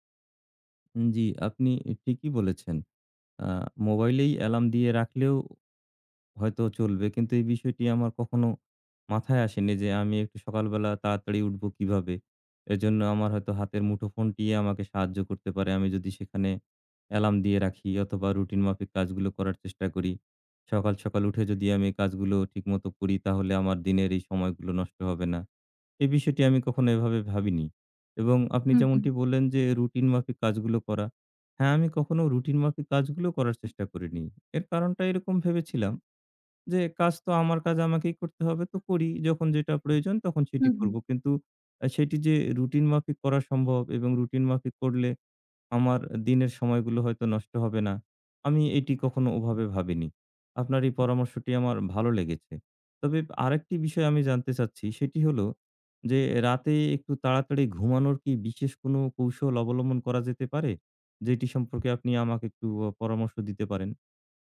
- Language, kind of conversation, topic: Bengali, advice, নিয়মিত দেরিতে ওঠার কারণে কি আপনার দিনের অনেকটা সময় নষ্ট হয়ে যায়?
- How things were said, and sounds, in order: other background noise; tapping